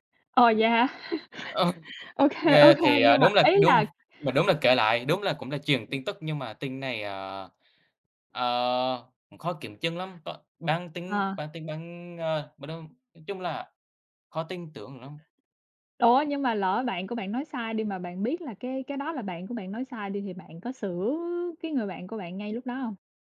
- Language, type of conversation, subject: Vietnamese, unstructured, Bạn có tin tưởng các nguồn tin tức không, và vì sao?
- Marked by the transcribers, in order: laugh; tapping